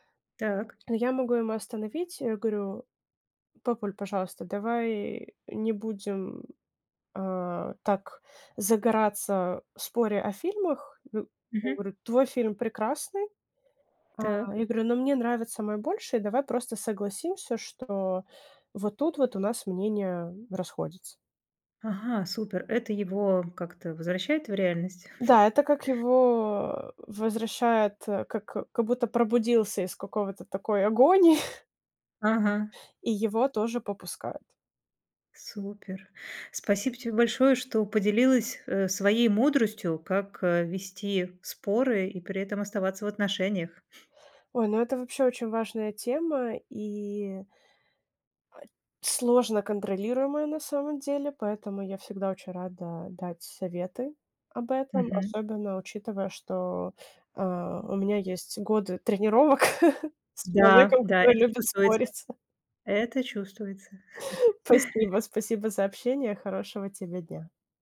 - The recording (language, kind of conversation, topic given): Russian, podcast, Как слушать партнёра во время серьёзного конфликта?
- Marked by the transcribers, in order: other background noise; chuckle; chuckle; laughing while speaking: "с человеком, который любит спорить"; laugh; chuckle